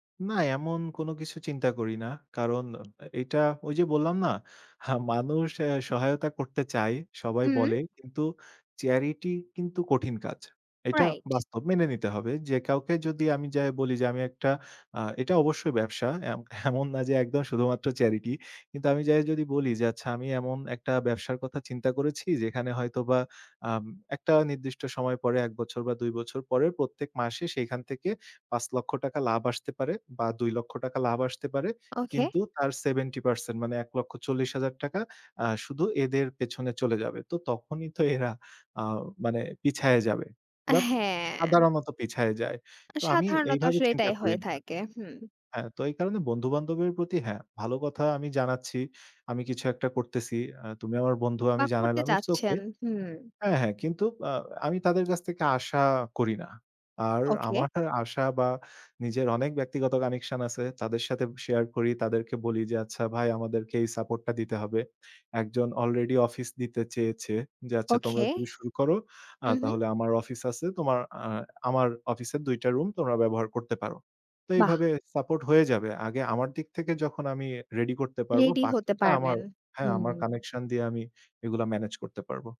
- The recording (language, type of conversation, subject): Bengali, podcast, তোমার প্রিয় প্যাশন প্রজেক্টটা সম্পর্কে বলো না কেন?
- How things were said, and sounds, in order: unintelligible speech; tapping